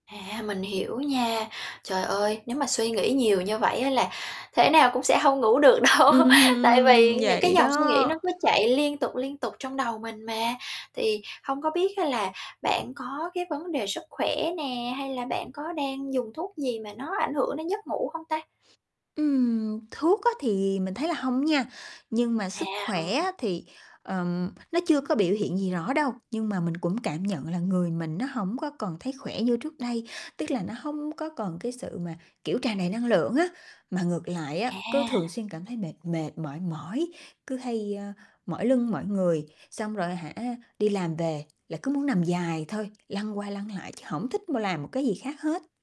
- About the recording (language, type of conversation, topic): Vietnamese, advice, Làm thế nào để giảm căng thẳng trước khi đi ngủ?
- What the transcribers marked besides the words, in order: tapping; laughing while speaking: "đâu"; laugh; static; other background noise; distorted speech